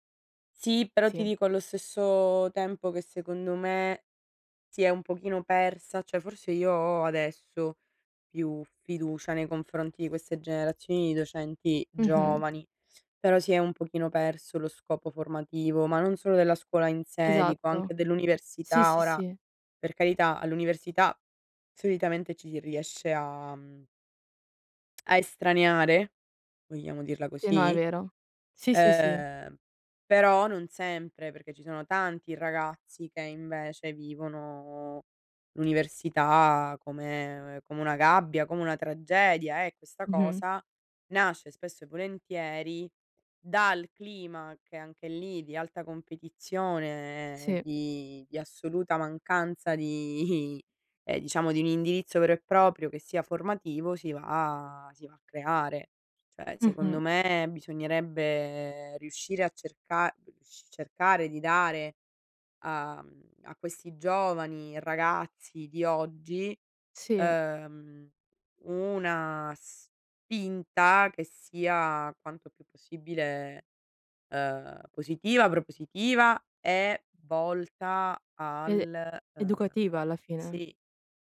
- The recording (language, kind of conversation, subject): Italian, unstructured, Come si può combattere il bullismo nelle scuole?
- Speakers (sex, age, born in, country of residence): female, 20-24, Italy, Italy; female, 60-64, Italy, Italy
- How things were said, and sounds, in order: "cioè" said as "ceh"; tapping; other background noise; laughing while speaking: "i"